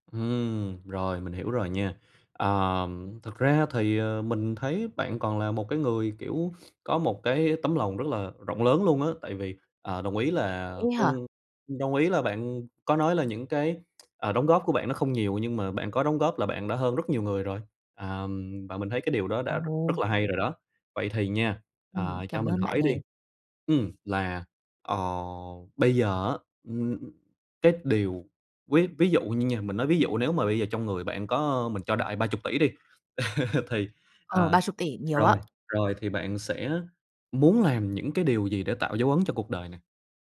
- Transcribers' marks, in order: other background noise; tapping; chuckle
- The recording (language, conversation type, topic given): Vietnamese, advice, Làm sao để bạn có thể cảm thấy mình đang đóng góp cho xã hội và giúp đỡ người khác?